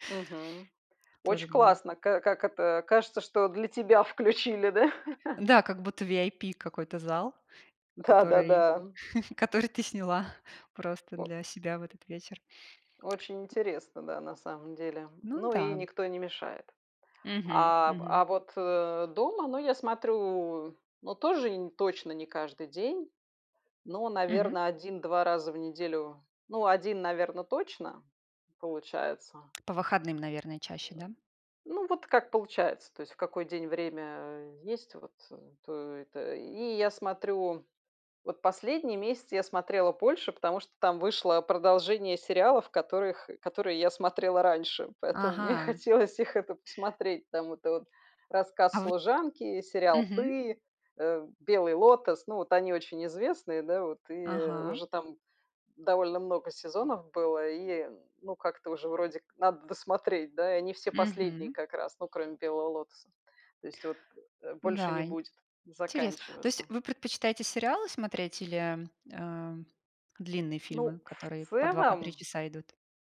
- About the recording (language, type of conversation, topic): Russian, unstructured, Какое значение для тебя имеют фильмы в повседневной жизни?
- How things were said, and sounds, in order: laughing while speaking: "включили, да?"; chuckle; tapping; other background noise; other noise; laughing while speaking: "мне хотелось их, это, посмотреть"